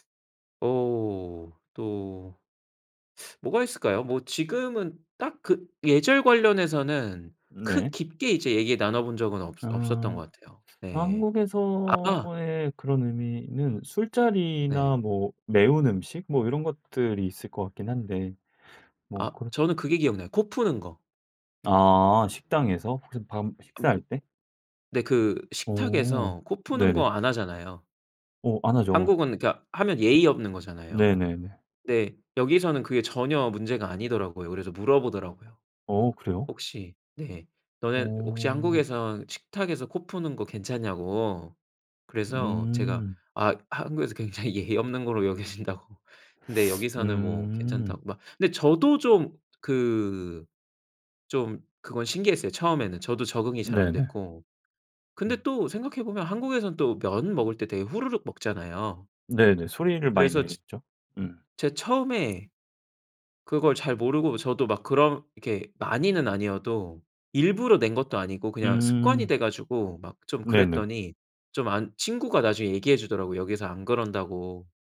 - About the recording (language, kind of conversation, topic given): Korean, podcast, 네 문화에 대해 사람들이 오해하는 점은 무엇인가요?
- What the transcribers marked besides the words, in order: teeth sucking; other background noise; other noise; laughing while speaking: "굉장히 예의 없는 거로 여겨진다고"